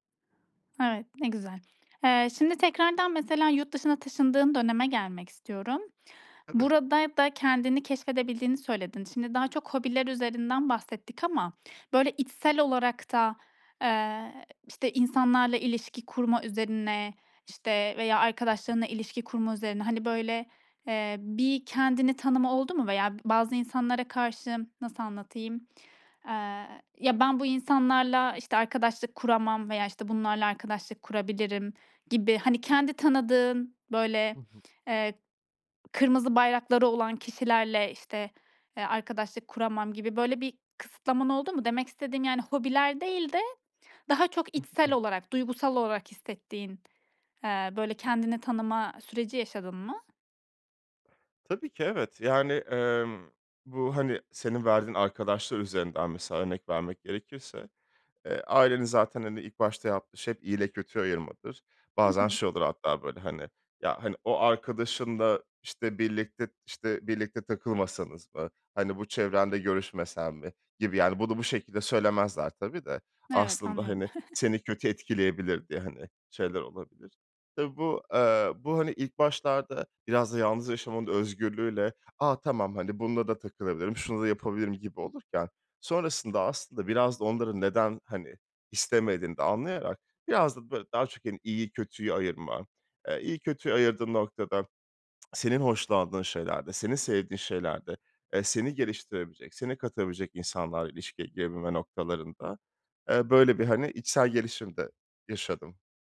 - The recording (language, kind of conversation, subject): Turkish, podcast, Kendini tanımaya nereden başladın?
- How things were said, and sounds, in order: unintelligible speech; chuckle; other background noise